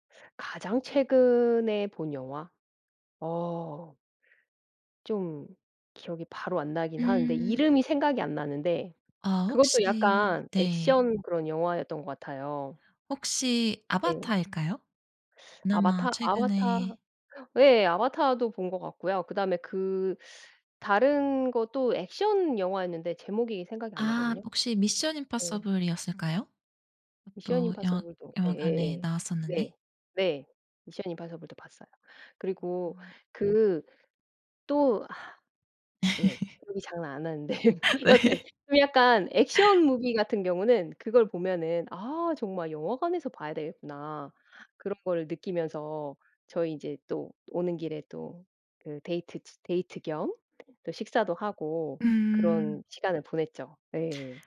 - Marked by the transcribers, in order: other background noise; unintelligible speech; laugh; laughing while speaking: "네"
- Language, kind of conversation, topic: Korean, podcast, 영화관에서 볼 때와 집에서 볼 때 가장 크게 느껴지는 차이는 무엇인가요?